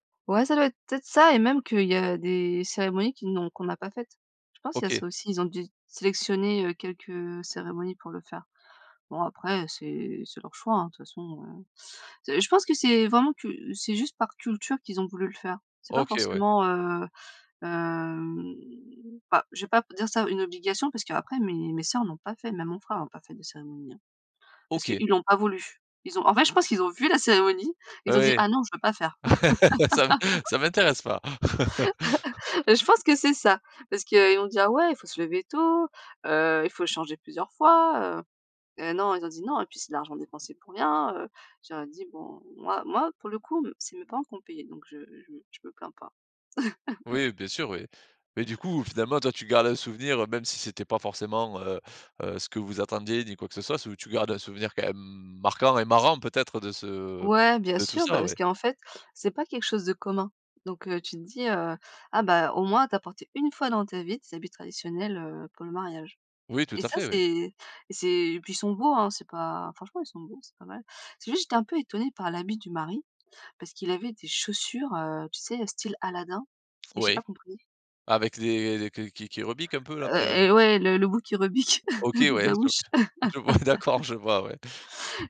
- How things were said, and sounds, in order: other background noise; laugh; laughing while speaking: "Ça me"; laugh; laugh; laughing while speaking: "je vois d'accord, je vois, ouais"; chuckle; laugh
- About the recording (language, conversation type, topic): French, podcast, Parle-nous de ton mariage ou d’une cérémonie importante : qu’est-ce qui t’a le plus marqué ?